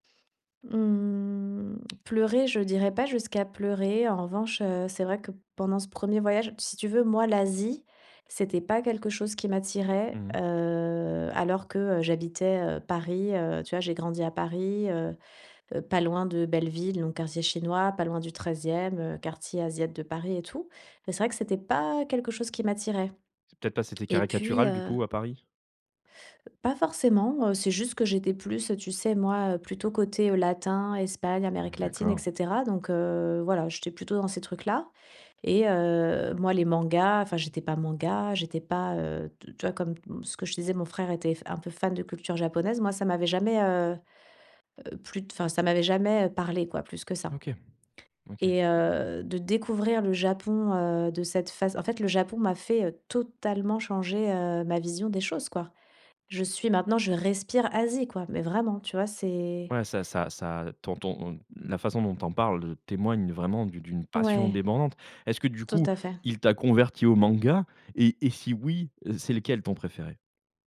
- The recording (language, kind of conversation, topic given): French, podcast, Quel voyage a transformé ta manière de voir les choses ?
- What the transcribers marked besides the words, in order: stressed: "totalement"